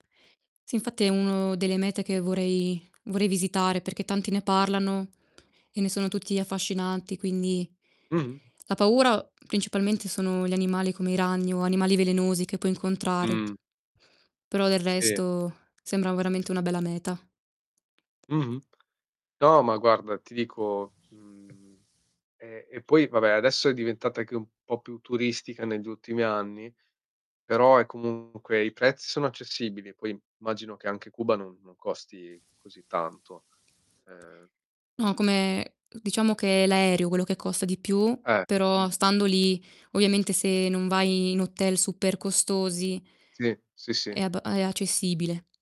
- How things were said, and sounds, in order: distorted speech; tapping; static
- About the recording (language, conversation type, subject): Italian, unstructured, Qual è stato il viaggio più bello che hai fatto?